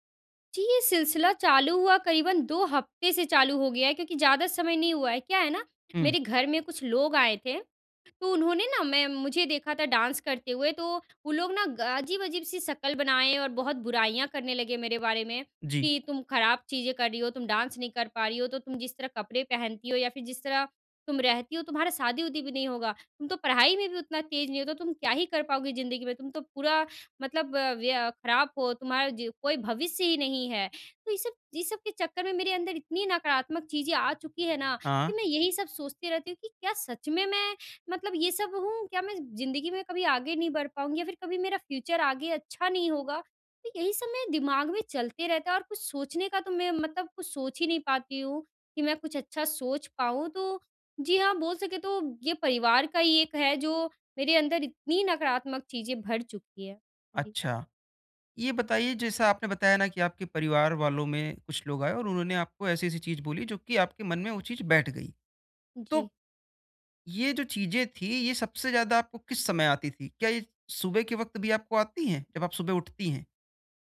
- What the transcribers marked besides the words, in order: in English: "डांस"; in English: "डांस"; in English: "फ्यूचर"
- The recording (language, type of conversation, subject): Hindi, advice, मैं अपने नकारात्मक पैटर्न को पहचानकर उन्हें कैसे तोड़ सकता/सकती हूँ?